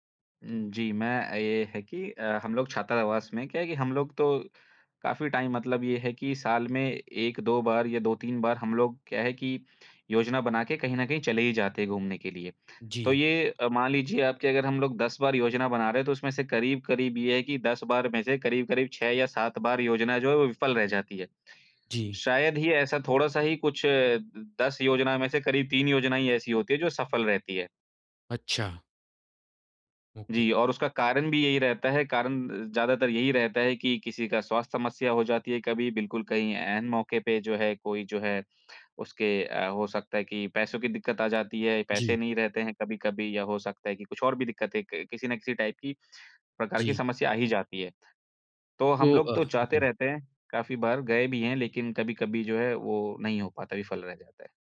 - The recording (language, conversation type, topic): Hindi, advice, अचानक यात्रा रुक जाए और योजनाएँ बदलनी पड़ें तो क्या करें?
- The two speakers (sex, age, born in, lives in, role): male, 25-29, India, India, advisor; male, 30-34, India, India, user
- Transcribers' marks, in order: in English: "टाइम"; in English: "ओके"; in English: "टाइप"